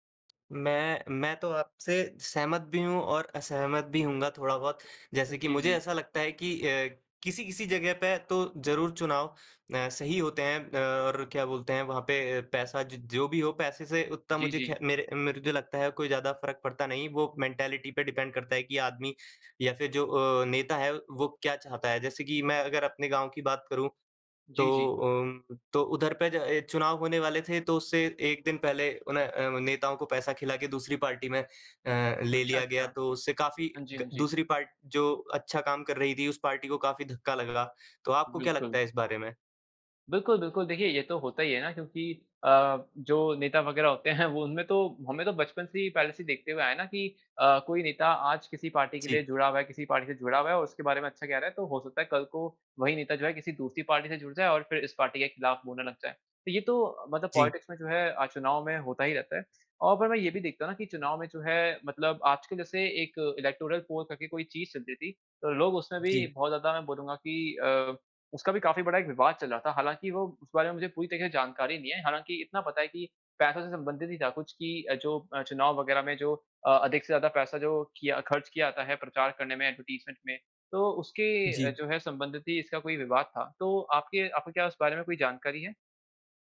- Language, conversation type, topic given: Hindi, unstructured, क्या चुनाव में पैसा ज़्यादा प्रभाव डालता है?
- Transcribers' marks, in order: in English: "मेंटालिटी"; in English: "डिपेंड"; in English: "पार्टी"; in English: "पार्टी"; in English: "पार्टी"; in English: "पार्टी"; in English: "पार्टी"; in English: "पार्टी"; in English: "पार्टी"; in English: "पॉलिटिक्स"; tapping; in English: "इलेक्टोरल पोल"; in English: "एडवर्टाइज़मेंट"